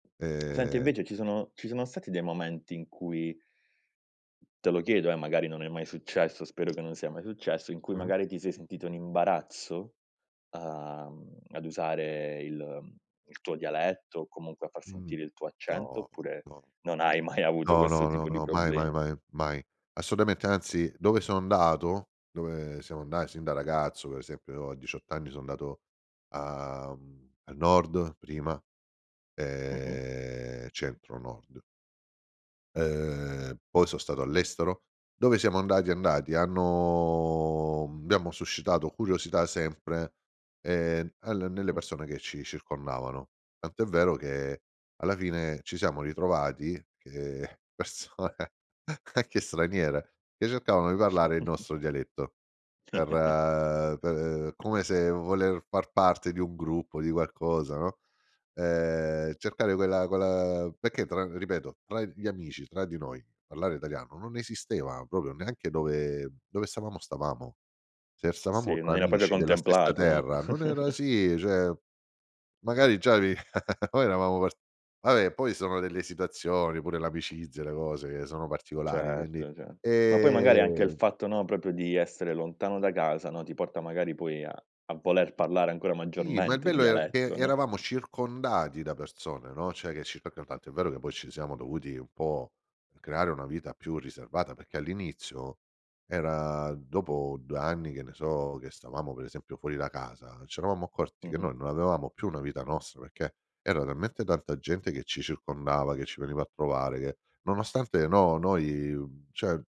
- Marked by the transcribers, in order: tapping; drawn out: "ehm"; laughing while speaking: "persone"; chuckle; chuckle; drawn out: "ehm"; unintelligible speech
- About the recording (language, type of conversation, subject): Italian, podcast, Com'è il dialetto della tua famiglia e lo usi ancora?